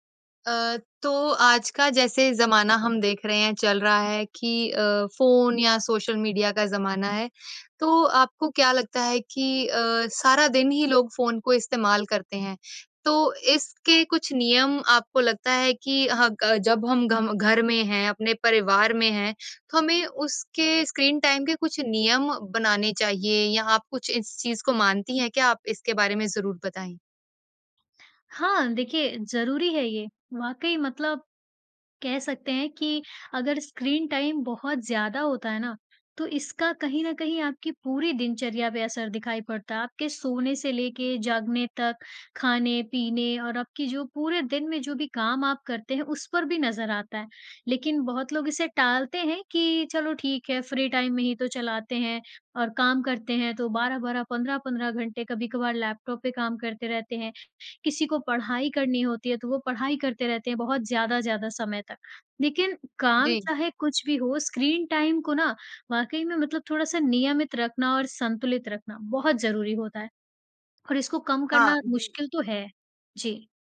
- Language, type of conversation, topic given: Hindi, podcast, घर में आप स्क्रीन समय के नियम कैसे तय करते हैं और उनका पालन कैसे करवाते हैं?
- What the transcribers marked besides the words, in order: in English: "स्क्रीन टाइम"; in English: "स्क्रीन टाइम"; in English: "फ्री टाइम"; in English: "स्क्रीन टाइम"